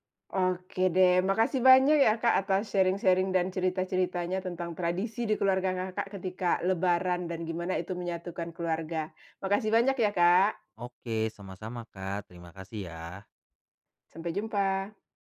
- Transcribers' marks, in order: in English: "sharing-sharing"
- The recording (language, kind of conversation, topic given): Indonesian, podcast, Bagaimana tradisi minta maaf saat Lebaran membantu rekonsiliasi keluarga?